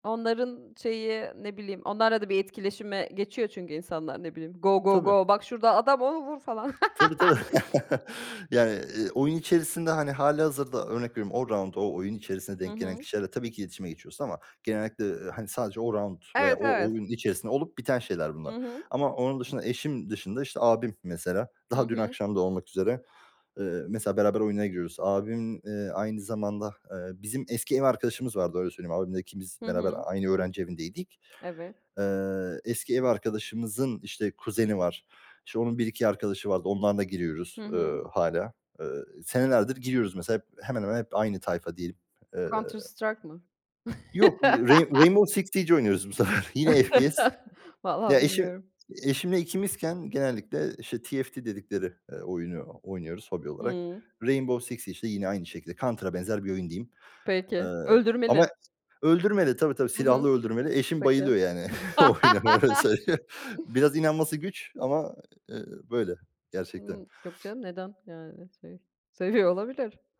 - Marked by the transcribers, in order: other background noise; tapping; in English: "Go, go, go"; chuckle; laugh; laugh; laughing while speaking: "oynuyoruz bu sefer"; laugh; chuckle; laughing while speaking: "o oyuna, öyle söyleyeyim"; laugh
- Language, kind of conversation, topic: Turkish, unstructured, Hobi olarak yapmayı en çok sevdiğin şey nedir?
- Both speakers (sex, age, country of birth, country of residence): female, 40-44, Turkey, Austria; male, 25-29, Turkey, Germany